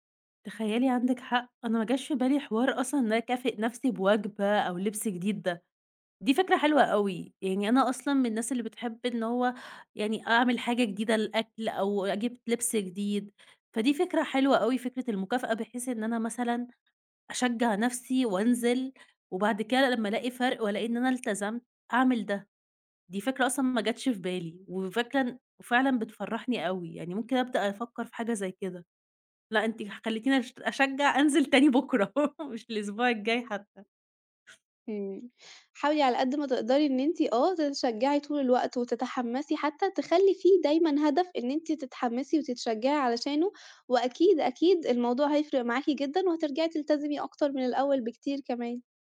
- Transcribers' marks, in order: laugh; tapping
- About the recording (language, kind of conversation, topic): Arabic, advice, إزاي أطلع من ملل روتين التمرين وألاقي تحدّي جديد؟